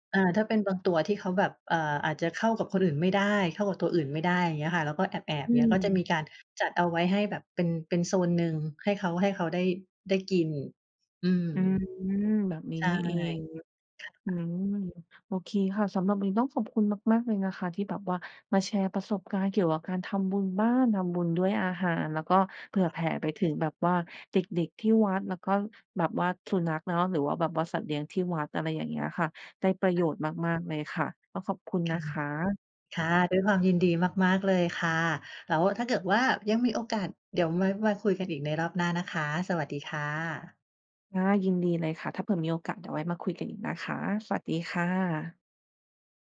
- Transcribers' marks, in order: tapping; other background noise
- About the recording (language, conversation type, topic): Thai, podcast, คุณเคยทำบุญด้วยการถวายอาหาร หรือร่วมงานบุญที่มีการจัดสำรับอาหารบ้างไหม?